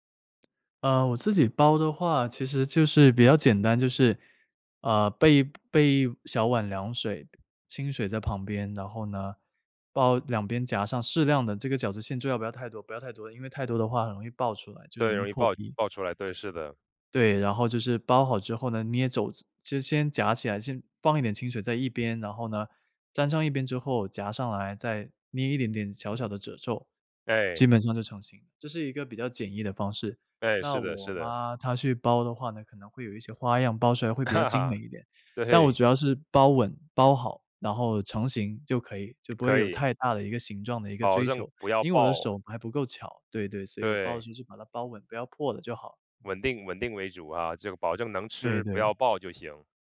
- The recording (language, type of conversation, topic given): Chinese, podcast, 节日聚会时，你们家通常必做的那道菜是什么？
- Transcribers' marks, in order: other background noise; other noise